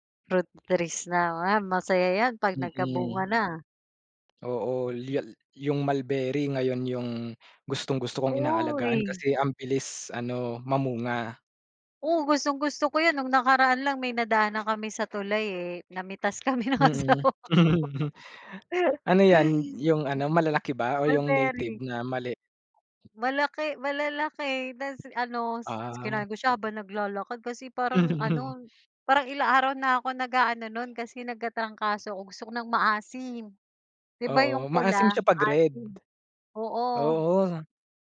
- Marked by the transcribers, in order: unintelligible speech; laugh; laughing while speaking: "ng asawa ko"; laugh; laugh
- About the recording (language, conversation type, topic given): Filipino, unstructured, Ano ang pinakanakakatuwang kuwento mo habang ginagawa ang hilig mo?